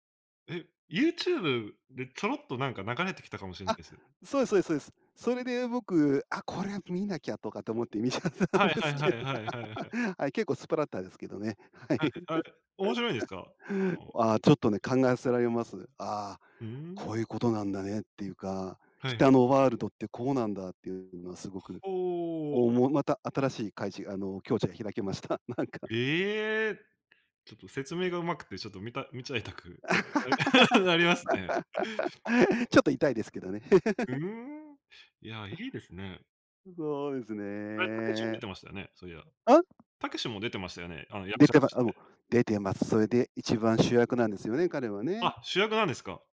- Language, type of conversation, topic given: Japanese, podcast, 最近ハマっている映画はありますか？
- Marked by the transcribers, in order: laughing while speaking: "見ちゃったんですけど。はい、結構スプラッタですけどね。 はい"; laugh; laughing while speaking: "開けました。なんか"; surprised: "ええ！"; laugh; chuckle; drawn out: "すね"; tapping